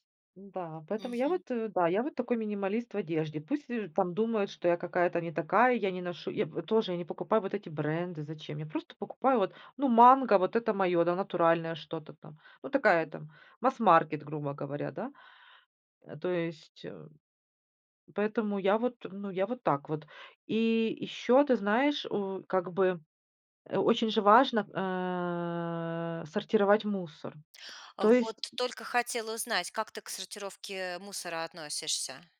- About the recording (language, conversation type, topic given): Russian, podcast, Какие простые привычки помогают экономить и деньги, и ресурсы природы?
- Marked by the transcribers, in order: drawn out: "э"; tapping